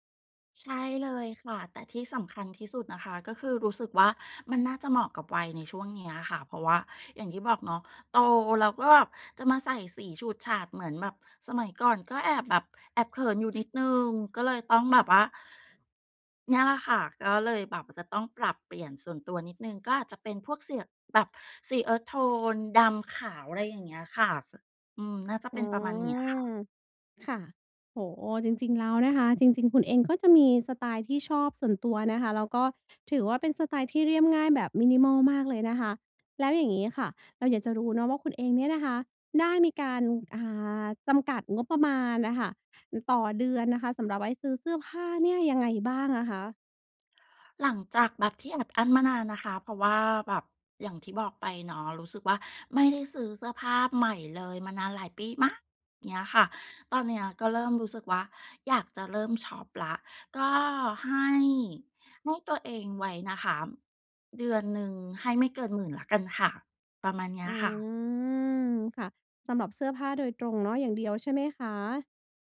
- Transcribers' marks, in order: "ก็แบบ" said as "ออบ"; in English: "earth tone"; drawn out: "อืม"; in English: "minimal"; drawn out: "อืม"
- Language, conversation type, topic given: Thai, advice, จะเริ่มหาสไตล์ส่วนตัวที่เหมาะกับชีวิตประจำวันและงบประมาณของคุณได้อย่างไร?